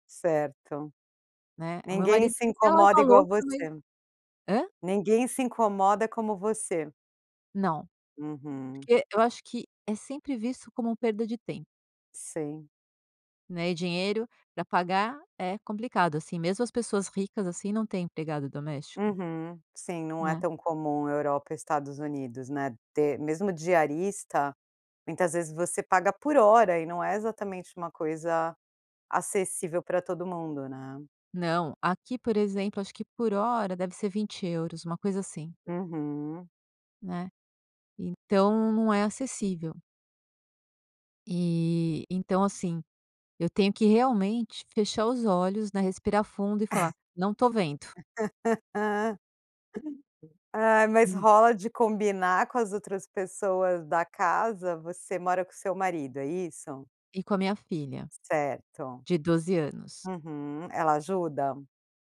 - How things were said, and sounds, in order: chuckle; laugh
- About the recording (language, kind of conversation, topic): Portuguese, podcast, Como você evita distrações domésticas quando precisa se concentrar em casa?